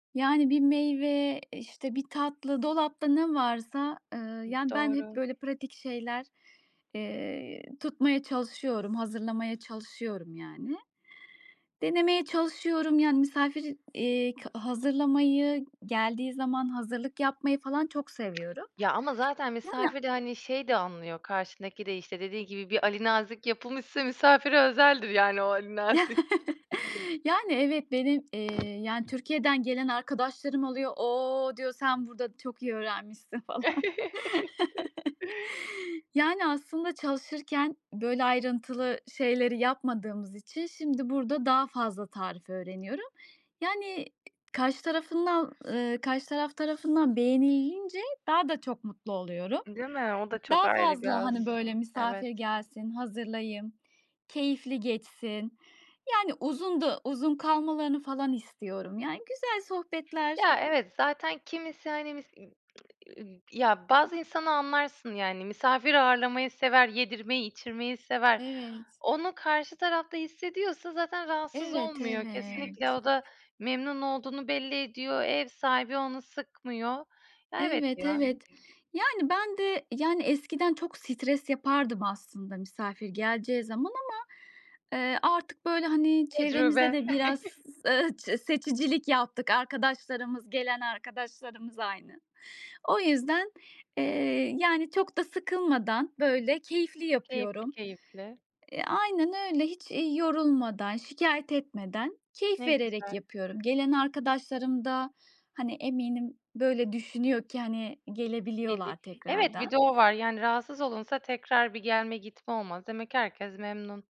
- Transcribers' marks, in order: other background noise; lip smack; chuckle; tapping; chuckle; laughing while speaking: "falan"; chuckle; background speech; chuckle; unintelligible speech
- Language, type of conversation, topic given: Turkish, podcast, Misafir ağırlamaya hazırlanırken neler yapıyorsun?